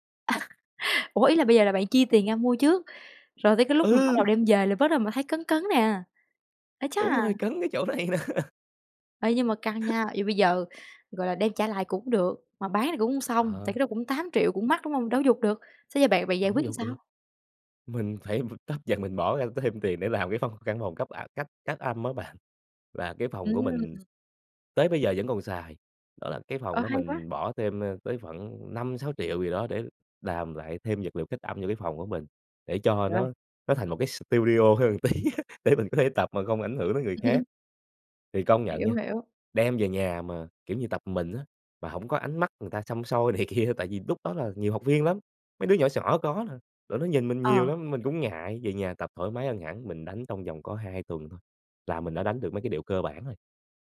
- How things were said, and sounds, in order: laugh; other background noise; laughing while speaking: "này nè"; laugh; other noise; "làm" said as "ừn"; laughing while speaking: "phải tấp dần, mình bỏ ra thêm"; laughing while speaking: "bạn"; laughing while speaking: "một tí á, để mình có thể"; laughing while speaking: "này kia"
- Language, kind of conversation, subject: Vietnamese, podcast, Bạn có thể kể về lần bạn tình cờ tìm thấy đam mê của mình không?